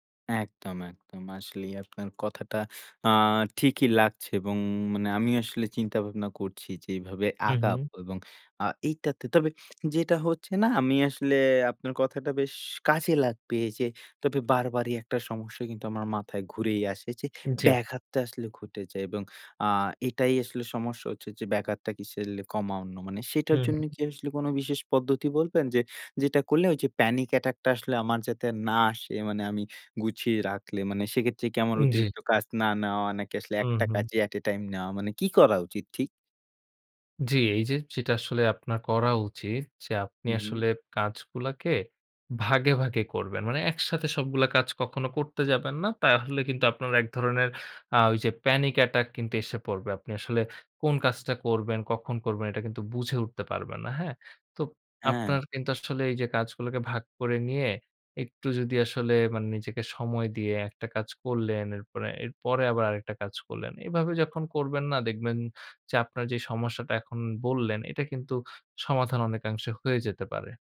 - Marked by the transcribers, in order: in English: "at a time"
- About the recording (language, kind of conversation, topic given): Bengali, advice, সময় ব্যবস্থাপনায় অসুবিধা এবং সময়মতো কাজ শেষ না করার কারণ কী?